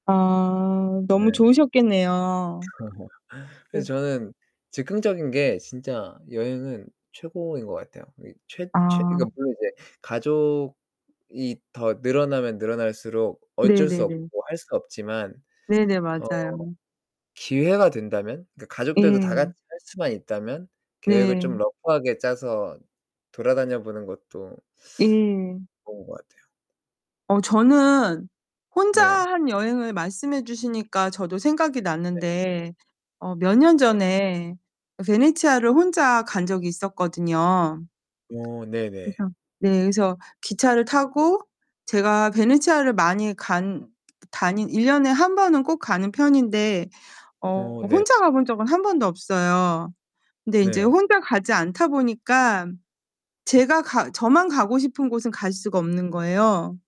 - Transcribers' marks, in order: laugh; distorted speech; put-on voice: "베네치아를"; other background noise
- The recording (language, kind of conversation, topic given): Korean, unstructured, 여행할 때 계획을 세워 움직이는 편과 즉흥적으로 떠나는 편 중 어느 쪽을 더 좋아하시나요?